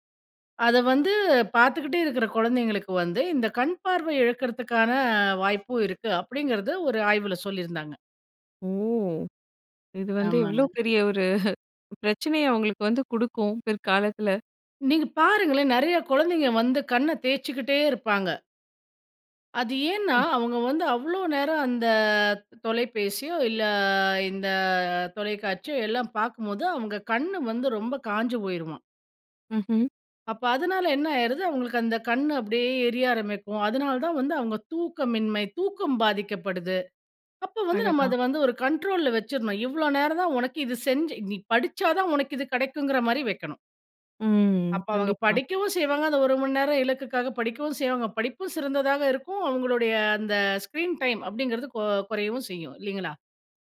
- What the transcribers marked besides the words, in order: chuckle; unintelligible speech; drawn out: "இல்ல இந்த"; in English: "கண்ட்ரோல்‌ல"; in English: "ஸ்கிரீன் டைம்"
- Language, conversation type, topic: Tamil, podcast, குழந்தைகளின் திரை நேரத்தை எப்படிக் கட்டுப்படுத்தலாம்?